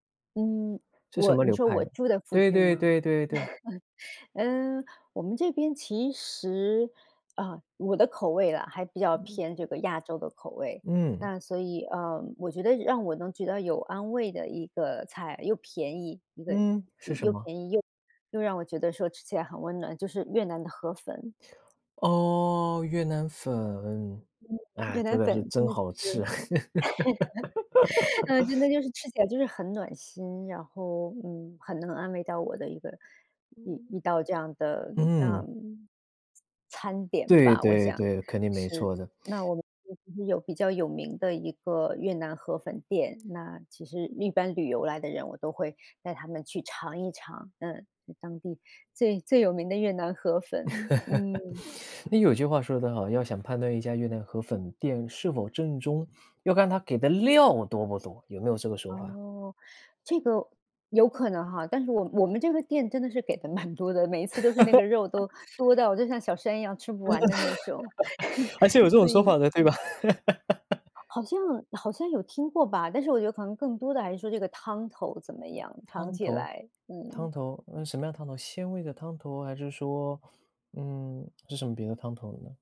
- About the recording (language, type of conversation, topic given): Chinese, podcast, 你平时是怎么发现好吃的新店或新菜的？
- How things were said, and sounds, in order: laugh; laugh; laugh; sniff; laugh; stressed: "料"; laughing while speaking: "蛮多的"; laugh; laugh